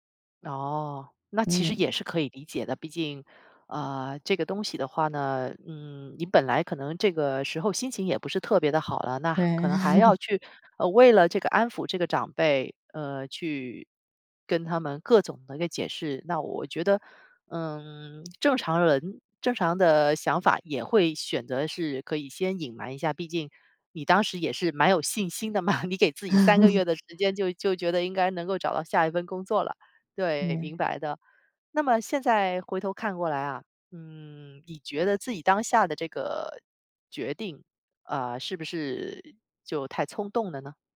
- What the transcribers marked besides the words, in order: laughing while speaking: "对"; laugh; laughing while speaking: "嘛"; laugh; joyful: "就 就觉得应该能够找到下一份工作了"
- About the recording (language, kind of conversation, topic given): Chinese, podcast, 转行时如何处理经济压力？